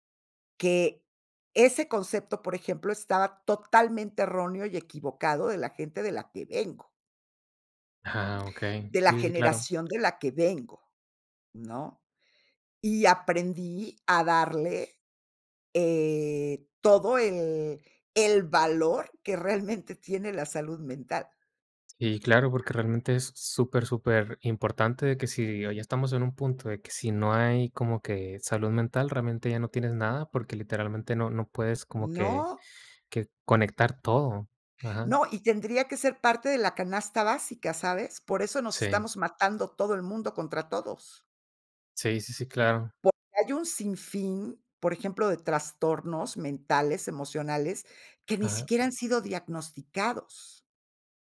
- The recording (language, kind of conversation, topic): Spanish, podcast, ¿Qué papel cumple el error en el desaprendizaje?
- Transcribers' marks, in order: other background noise